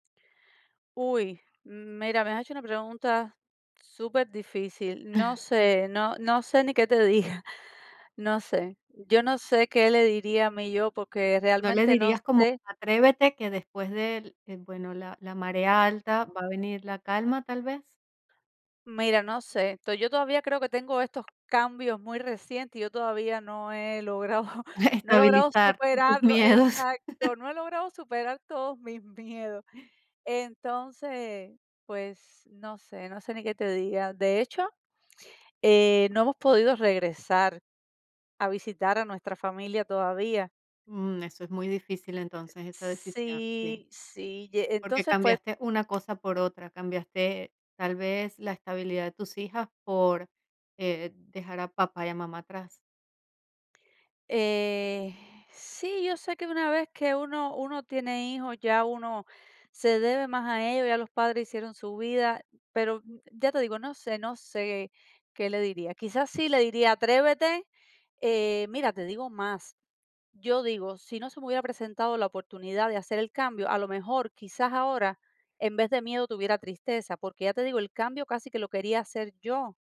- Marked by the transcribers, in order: other noise; laughing while speaking: "diga"; tapping; chuckle; laughing while speaking: "tus miedos"; gasp; other background noise
- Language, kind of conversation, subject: Spanish, podcast, ¿Qué miedo sentiste al empezar a cambiar y cómo lo superaste?
- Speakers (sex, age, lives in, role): female, 45-49, United States, guest; female, 50-54, United States, host